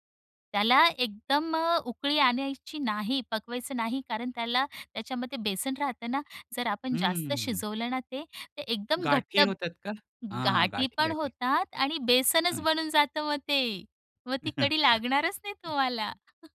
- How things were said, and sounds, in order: laughing while speaking: "मग ती कढी लागणारच नाही तुम्हाला"; chuckle
- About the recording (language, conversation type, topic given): Marathi, podcast, तुम्हाला घरातले कोणते पारंपारिक पदार्थ आठवतात?